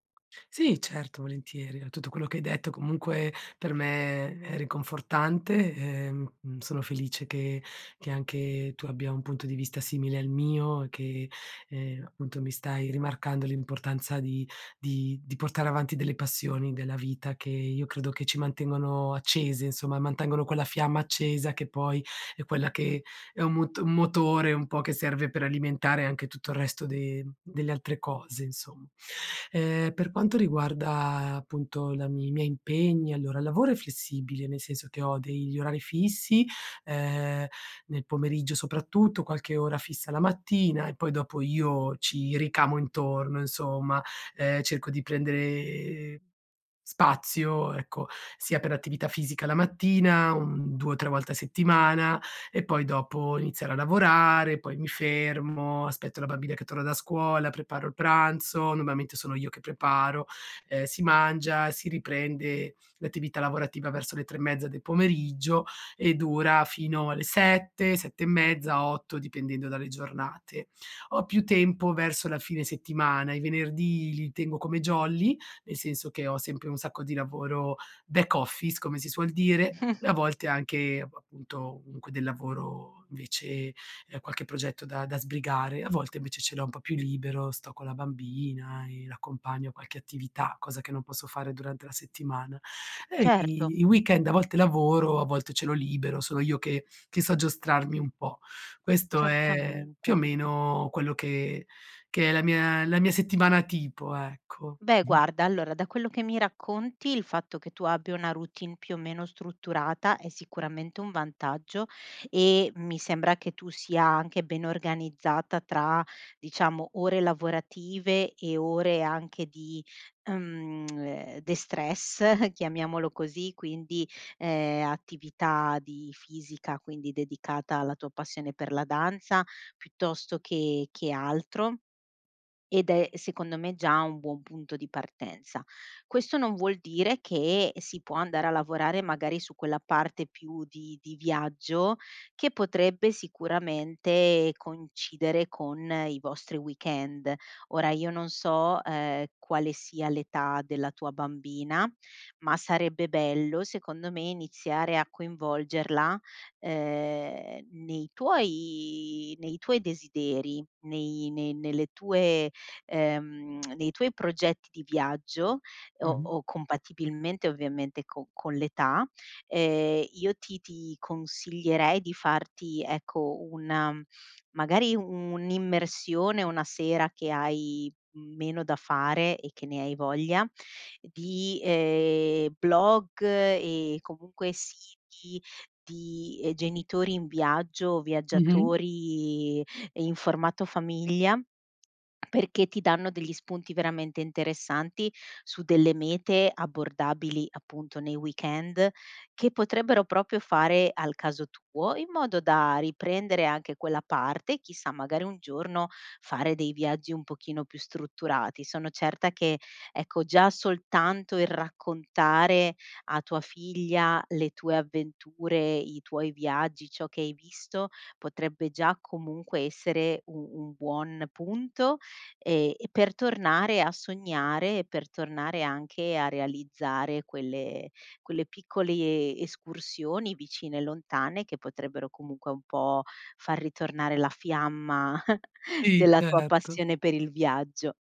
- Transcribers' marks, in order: other background noise; in English: "back office"; snort; tapping; tongue click; in English: "destress"; chuckle; tongue click; "proprio" said as "propio"; chuckle
- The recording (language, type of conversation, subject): Italian, advice, Come posso bilanciare le mie passioni con la vita quotidiana?